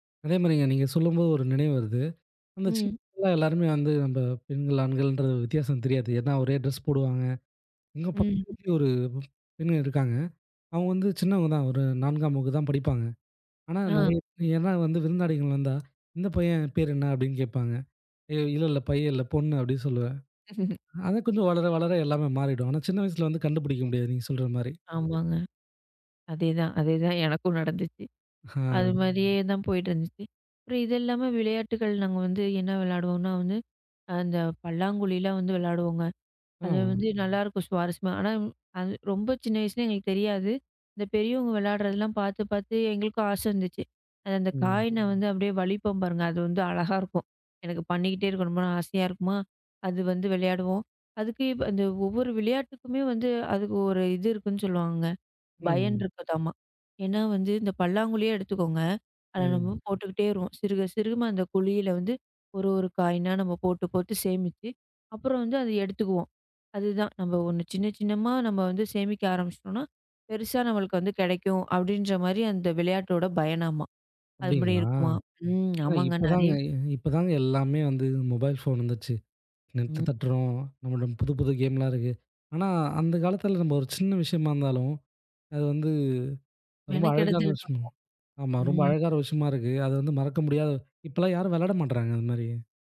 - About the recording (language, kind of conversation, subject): Tamil, podcast, சின்ன வயதில் விளையாடிய நினைவுகளைப் பற்றி சொல்லுங்க?
- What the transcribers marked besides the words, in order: other noise; unintelligible speech; in English: "டிரெஸ்"; unintelligible speech; chuckle; in English: "காயினா"; in English: "மொபைல் போன்"; in English: "நெட்ட"; in English: "கேம்லாம்"